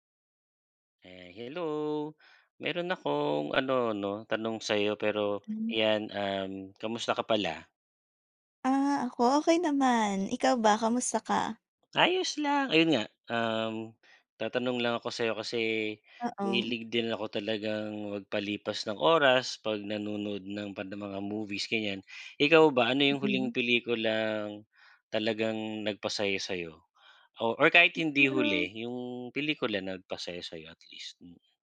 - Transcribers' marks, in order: other background noise
- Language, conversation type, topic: Filipino, unstructured, Ano ang huling pelikulang talagang nagpasaya sa’yo?
- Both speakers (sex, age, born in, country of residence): female, 20-24, Philippines, Philippines; male, 40-44, Philippines, Philippines